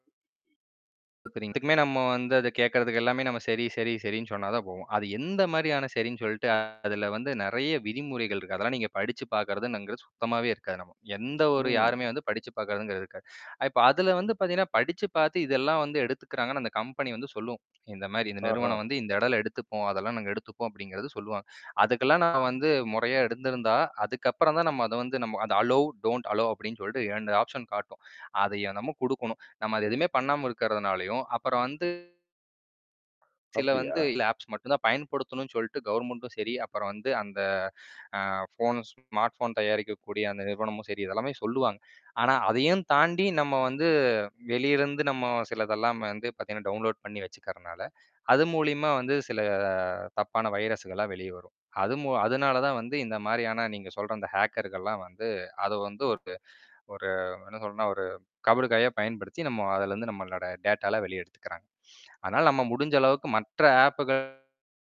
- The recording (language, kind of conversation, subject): Tamil, podcast, உங்கள் தினசரி ஸ்மார்ட்போன் பயன்பாடு எப்படி இருக்கிறது?
- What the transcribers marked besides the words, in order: other noise; tapping; distorted speech; other background noise; in English: "அலோ டோன்ட் அலோ"; in English: "ஆப்ஷன்"; in English: "ஆப்ஸ்"; in English: "ஸ்மார்ட்"; in English: "டவுன்லோட்"; drawn out: "சில"; in English: "வைரஸுகளாம்"; in English: "ஹேக்கர்கள்லாம்"; in English: "டேட்டாலாம்"; in English: "ஆப்கள்"